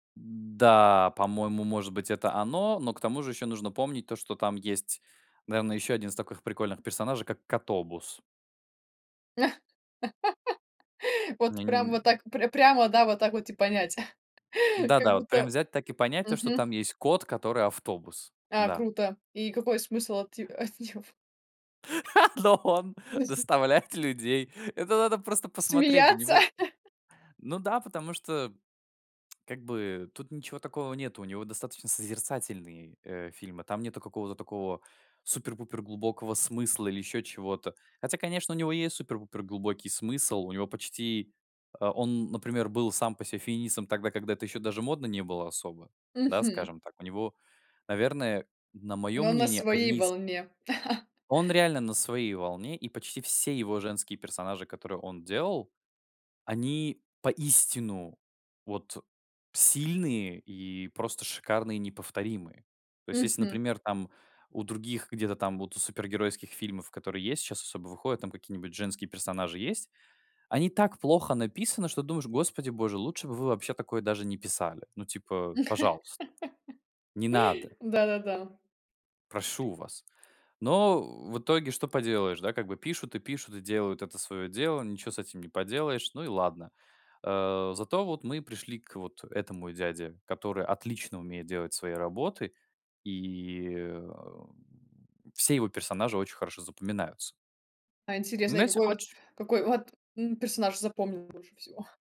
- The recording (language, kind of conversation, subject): Russian, podcast, Почему ваш любимый фильм так вас цепляет?
- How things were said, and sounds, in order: laugh; laugh; tapping; other background noise; laugh; laughing while speaking: "Но он доставляет людей"; unintelligible speech; laugh; tsk; laugh; laugh